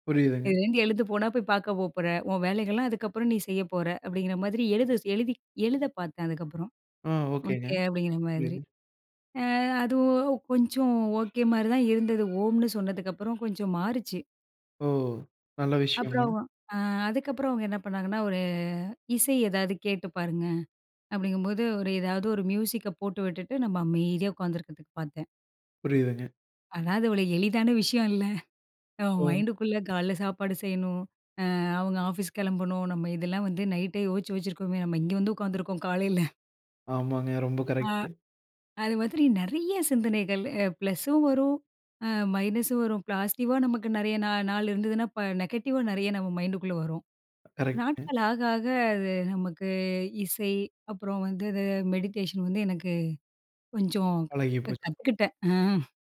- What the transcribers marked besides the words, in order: tapping; unintelligible speech; other background noise; drawn out: "அது"; crying; in English: "மியூசிக்க"; in English: "மைண்டுக்குள்ள"; in English: "ப்ளஸும்"; in English: "மைனஸும்"; in English: "பிளாஸ்ட்டிவா"; "பாசிடிவ்வா" said as "பிளாஸ்ட்டிவா"; in English: "நெகட்டிவா"; in English: "மெடிடேஷன்"
- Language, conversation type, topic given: Tamil, podcast, தியானம் செய்யும்போது வரும் சிந்தனைகளை நீங்கள் எப்படி கையாளுகிறீர்கள்?